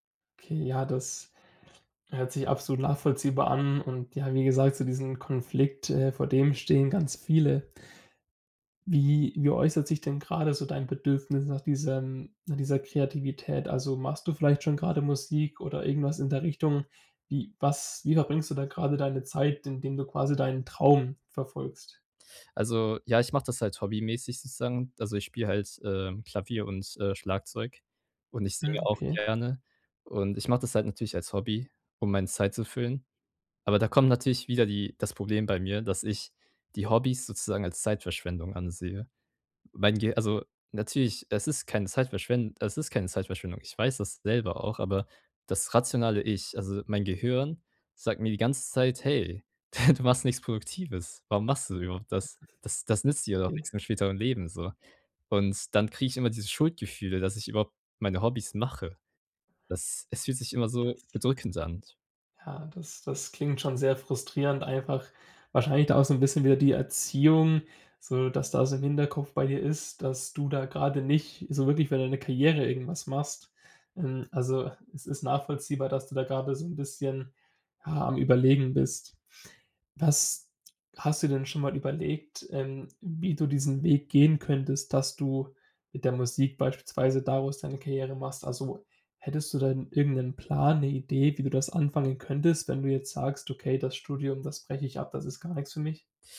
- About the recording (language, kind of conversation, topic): German, advice, Wie kann ich klare Prioritäten zwischen meinen persönlichen und beruflichen Zielen setzen?
- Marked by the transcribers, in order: chuckle; other background noise